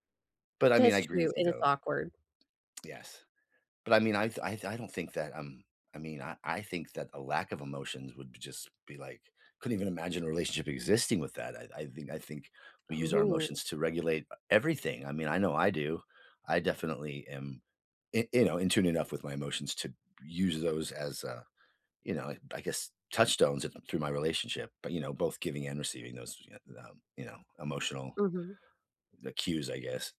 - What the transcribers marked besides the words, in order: none
- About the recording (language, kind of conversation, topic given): English, unstructured, How can discussing emotions strengthen relationships?